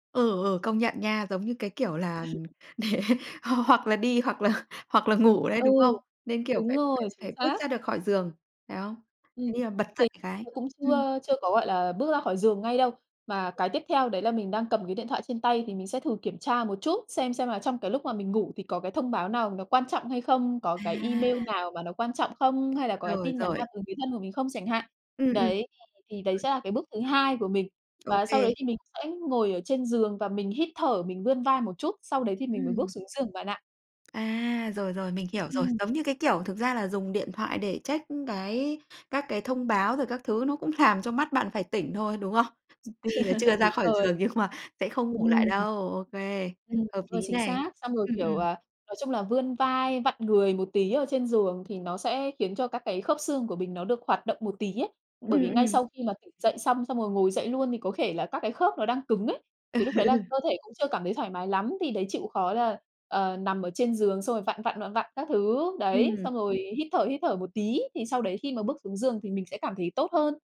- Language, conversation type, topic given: Vietnamese, podcast, Buổi sáng của bạn thường bắt đầu như thế nào?
- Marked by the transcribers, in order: tapping; laugh; laughing while speaking: "hoặc"; laughing while speaking: "là"; other background noise; laughing while speaking: "cũng làm"; laugh; laughing while speaking: "nhưng mà"; "thể" said as "khể"; laughing while speaking: "Ừ"